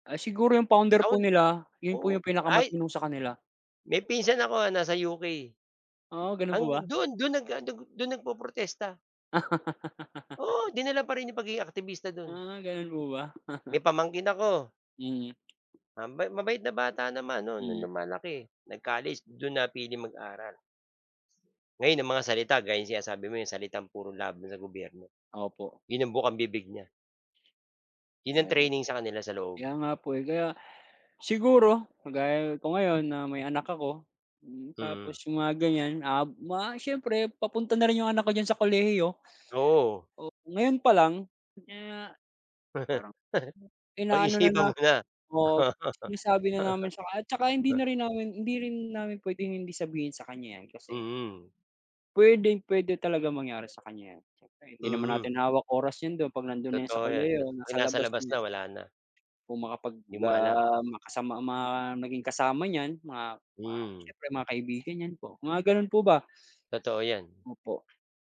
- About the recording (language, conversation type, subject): Filipino, unstructured, Ano ang palagay mo tungkol sa mga protestang nagaganap ngayon?
- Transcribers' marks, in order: laugh; chuckle; laugh; laughing while speaking: "Pag-isipan mo na"; laugh; sniff